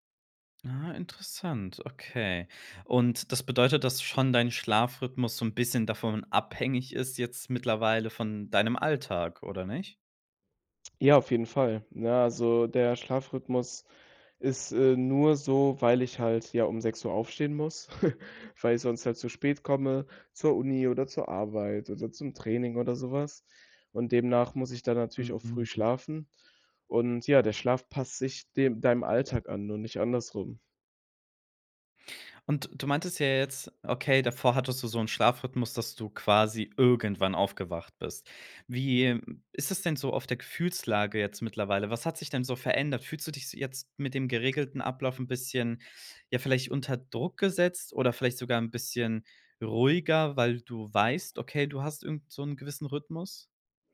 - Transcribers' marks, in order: chuckle; tapping; stressed: "irgendwann"
- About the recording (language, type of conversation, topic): German, podcast, Welche Rolle spielt Schlaf für dein Wohlbefinden?
- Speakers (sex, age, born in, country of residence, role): male, 18-19, Germany, Germany, guest; male, 25-29, Germany, Germany, host